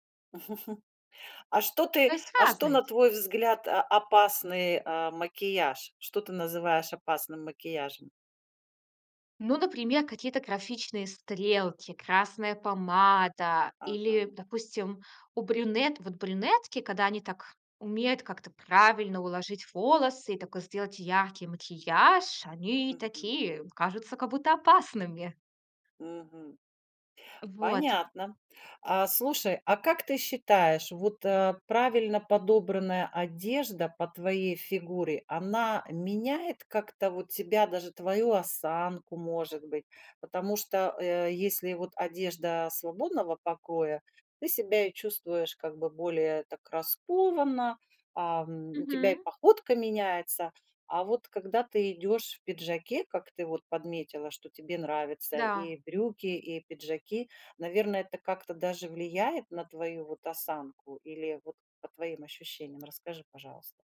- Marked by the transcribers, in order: chuckle
- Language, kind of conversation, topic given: Russian, podcast, Как выбирать одежду, чтобы она повышала самооценку?